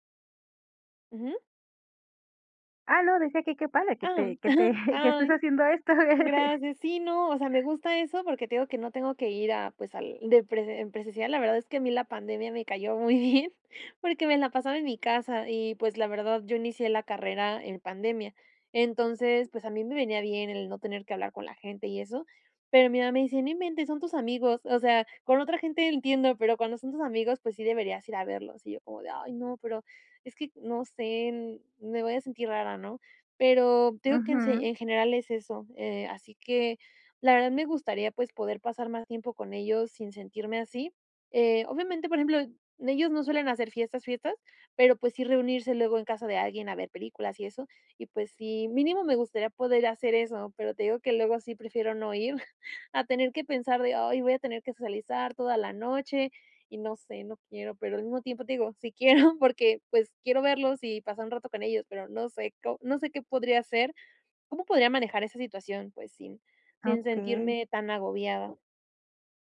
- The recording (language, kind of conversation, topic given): Spanish, advice, ¿Cómo puedo manejar la ansiedad en celebraciones con amigos sin aislarme?
- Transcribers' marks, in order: laugh; chuckle; other background noise